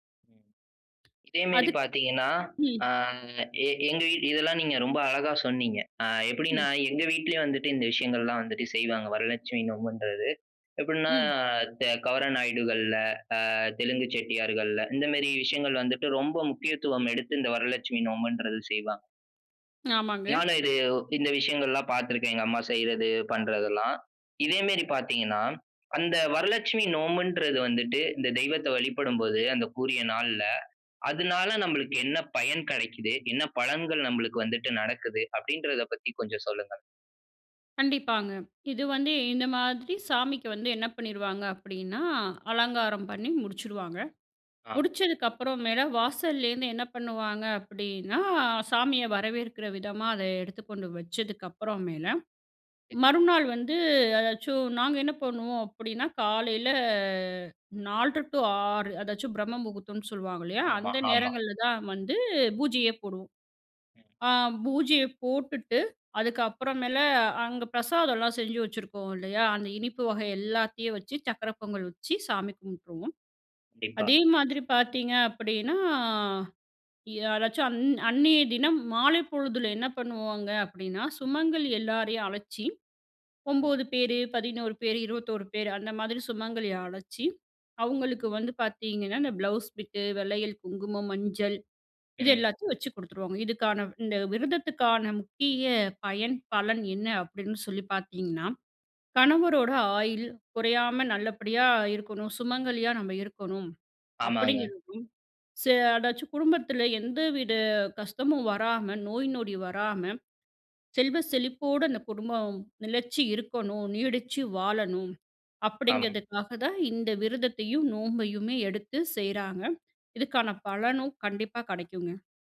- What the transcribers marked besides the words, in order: other background noise; drawn out: "அப்டீன்னா"; unintelligible speech; drawn out: "காலையில"; other noise; drawn out: "அப்டீன்னா"; in English: "ப்ளவுஸ் பிட்டு"
- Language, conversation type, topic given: Tamil, podcast, வீட்டில் வழக்கமான தினசரி வழிபாடு இருந்தால் அது எப்படிச் நடைபெறுகிறது?